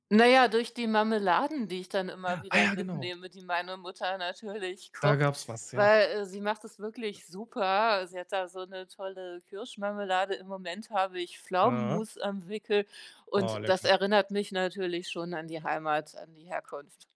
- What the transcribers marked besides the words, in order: surprised: "Ah ja, genau"; other background noise
- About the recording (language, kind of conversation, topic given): German, podcast, Wie prägt deine Herkunft deine Essgewohnheiten?